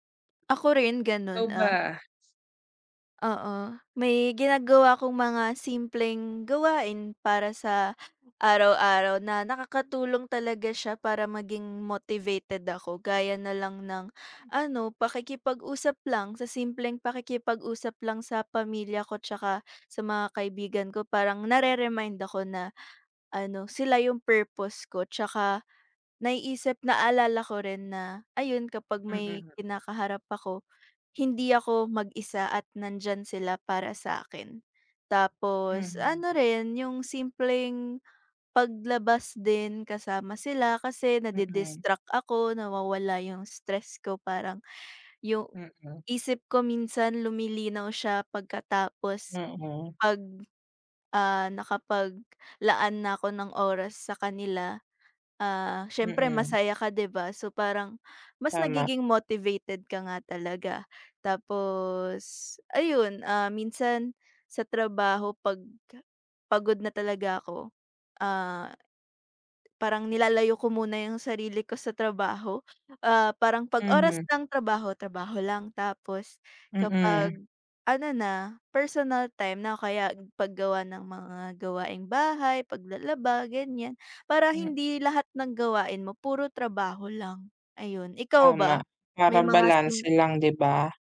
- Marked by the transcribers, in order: other background noise; tapping
- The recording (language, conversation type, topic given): Filipino, unstructured, Ano ang paborito mong gawin upang manatiling ganado sa pag-abot ng iyong pangarap?